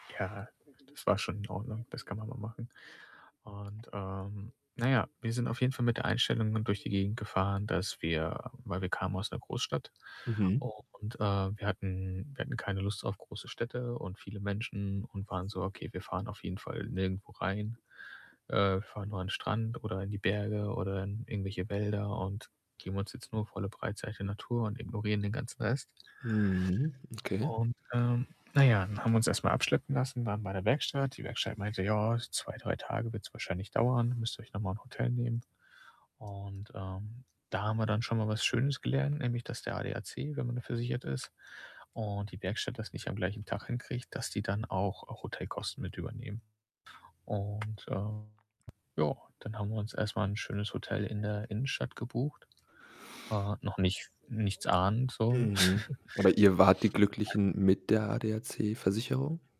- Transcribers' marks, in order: static; other background noise; distorted speech; laughing while speaking: "nichts"; chuckle; unintelligible speech
- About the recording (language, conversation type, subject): German, podcast, Was hast du aus deiner schlimmsten Reisepanne gelernt?